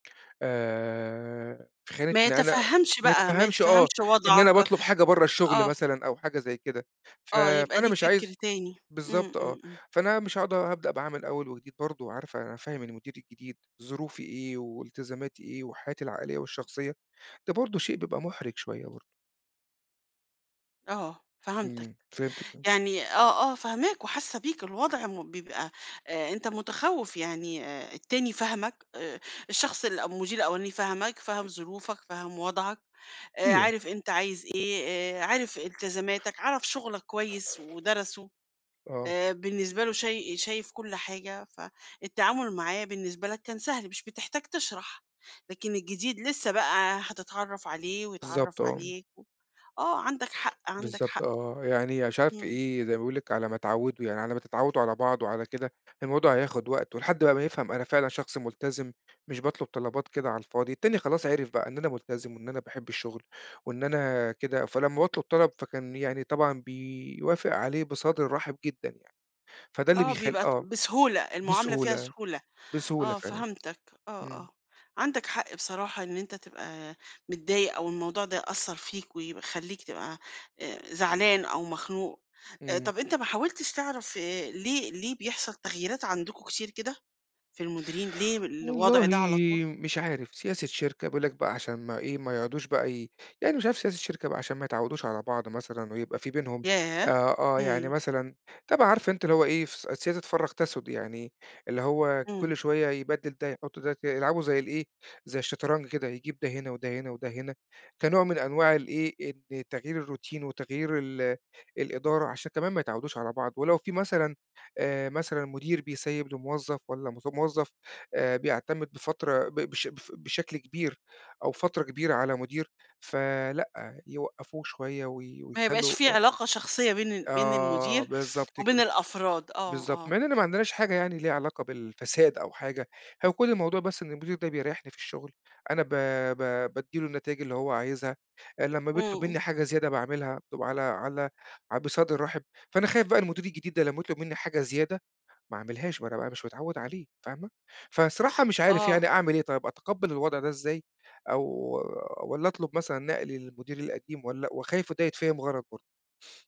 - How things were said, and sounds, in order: other background noise; tapping; in English: "الروتين"
- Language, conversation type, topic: Arabic, advice, إزاي أوصف تغيّر هيكل فريقي في الشغل وإزاي أقدر أتكيّف مع مدير جديد؟